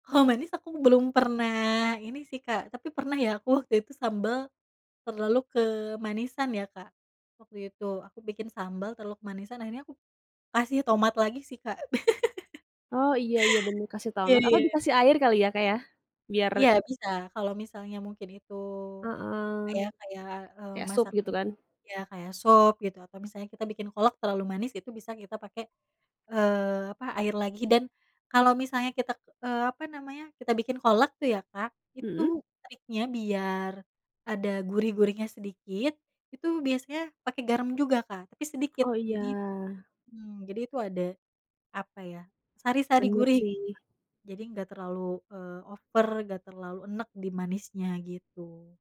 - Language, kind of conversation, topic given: Indonesian, podcast, Pernahkah kamu mengimprovisasi resep karena kekurangan bahan?
- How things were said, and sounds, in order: laugh; other background noise; in English: "over"